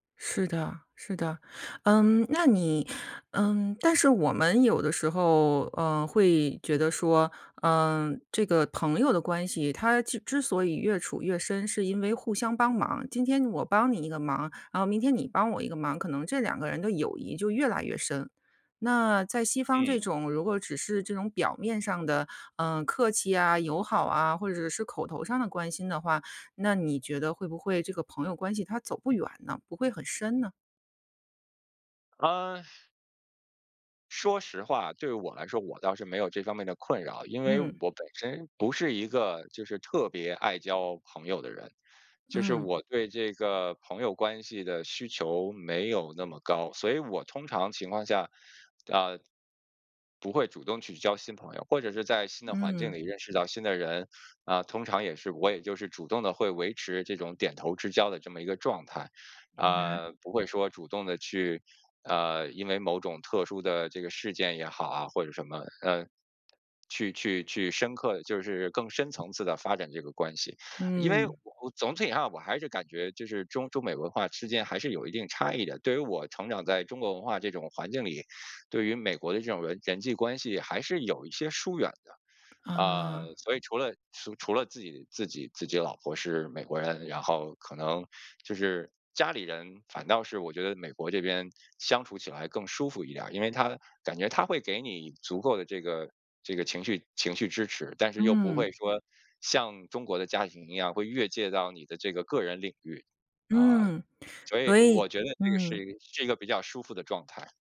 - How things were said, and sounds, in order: tapping; other background noise
- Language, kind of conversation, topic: Chinese, podcast, 如何建立新的朋友圈？